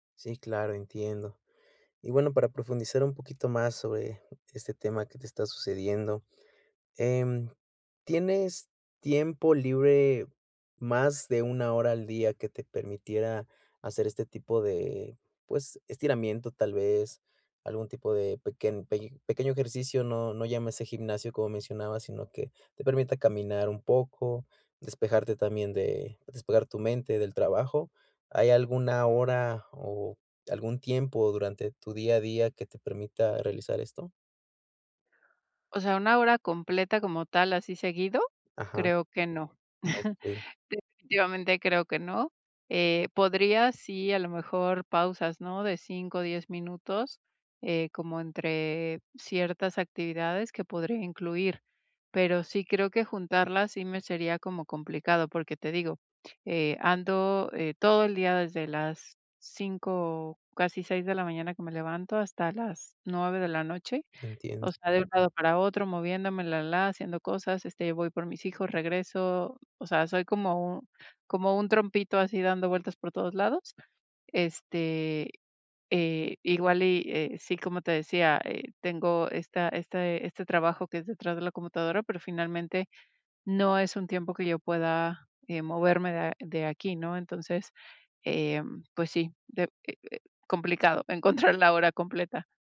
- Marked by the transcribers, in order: other background noise; chuckle; laughing while speaking: "encontrar"
- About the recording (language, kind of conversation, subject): Spanish, advice, Rutinas de movilidad diaria